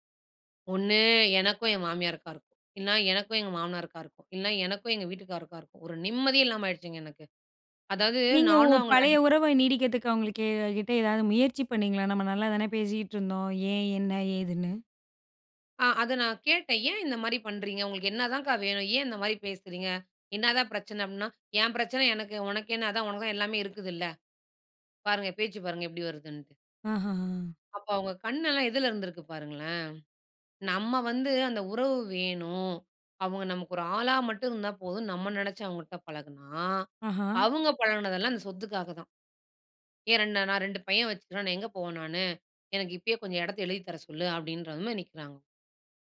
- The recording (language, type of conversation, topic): Tamil, podcast, உறவுகளில் மாற்றங்கள் ஏற்படும் போது நீங்கள் அதை எப்படிச் சமாளிக்கிறீர்கள்?
- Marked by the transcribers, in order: "நீடிக்கறதுக்கு" said as "நீடிக்கதுக்கு"; drawn out: "வேணும்"; drawn out: "பழகுனா"; other background noise